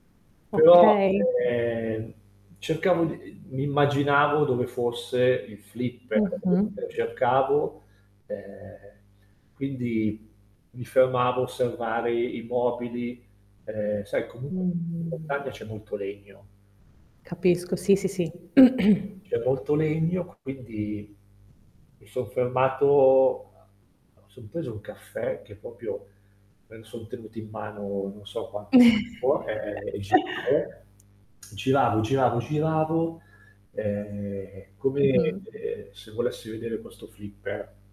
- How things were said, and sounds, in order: static; distorted speech; unintelligible speech; throat clearing; chuckle; tapping; cough; "proprio" said as "popio"; chuckle; tsk
- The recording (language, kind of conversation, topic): Italian, podcast, Qual è il ricordo della tua infanzia che ti commuove ancora?